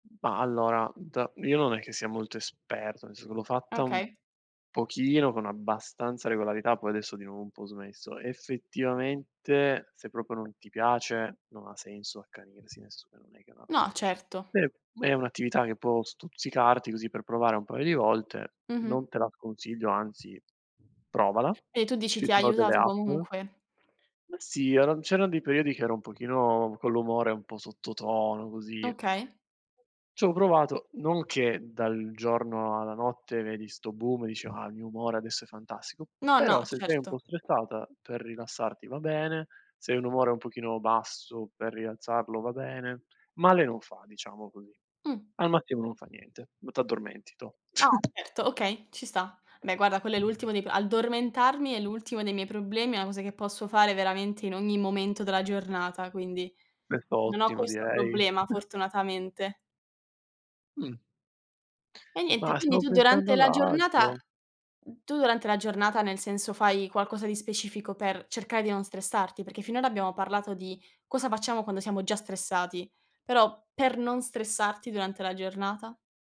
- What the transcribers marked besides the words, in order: other background noise; "proprio" said as "propio"; chuckle; tapping; chuckle
- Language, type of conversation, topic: Italian, unstructured, Come gestisci lo stress nella tua vita quotidiana?